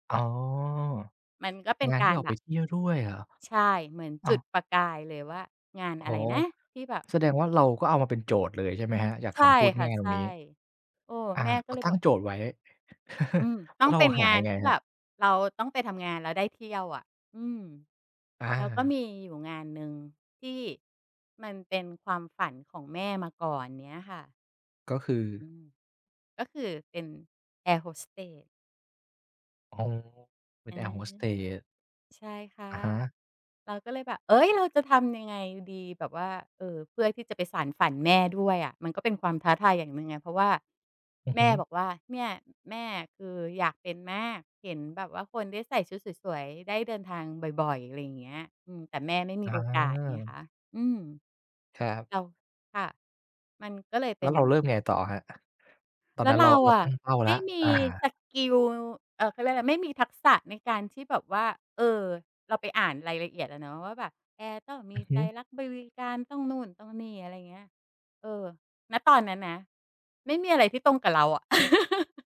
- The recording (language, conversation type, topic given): Thai, podcast, ถ้าคุณต้องเลือกระหว่างความมั่นคงกับความท้าทาย คุณจะเลือกอะไร?
- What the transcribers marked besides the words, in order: other background noise; tapping; chuckle; chuckle